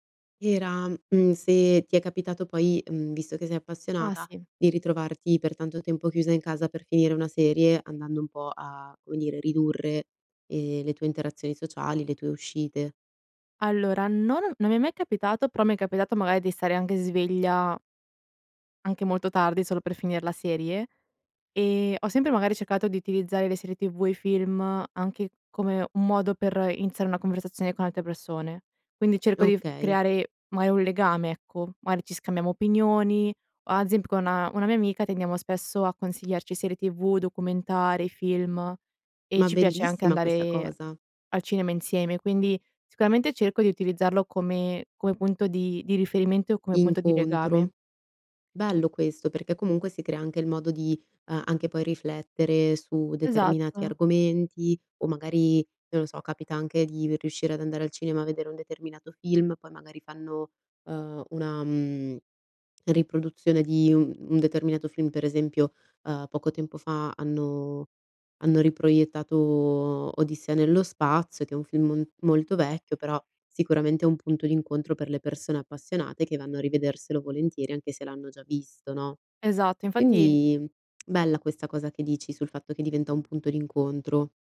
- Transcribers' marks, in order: tapping; lip smack
- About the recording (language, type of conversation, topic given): Italian, podcast, Cosa pensi del fenomeno dello streaming e del binge‑watching?